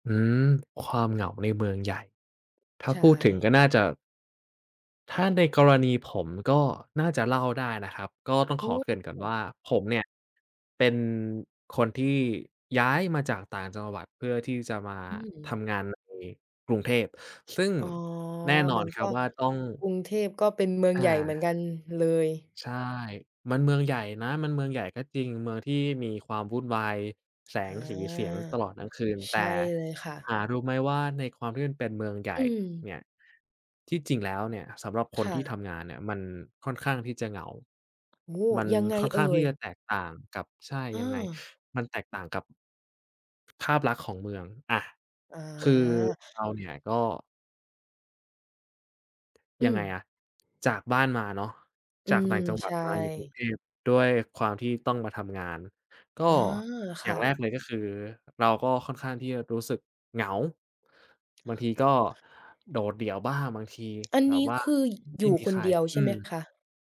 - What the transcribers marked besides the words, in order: other background noise; tapping
- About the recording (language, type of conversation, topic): Thai, podcast, มีวิธีลดความเหงาในเมืองใหญ่ไหม?